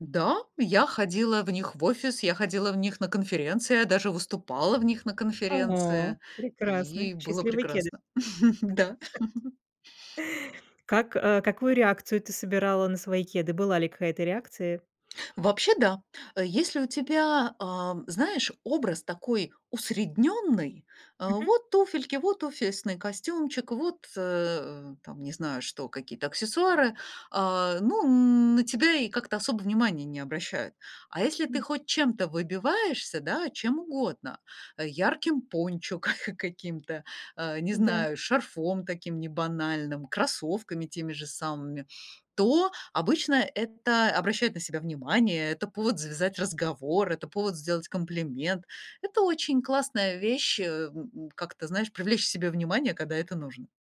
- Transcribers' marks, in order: chuckle; laughing while speaking: "ка"
- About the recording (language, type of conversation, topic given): Russian, podcast, Как сочетать комфорт и стиль в повседневной жизни?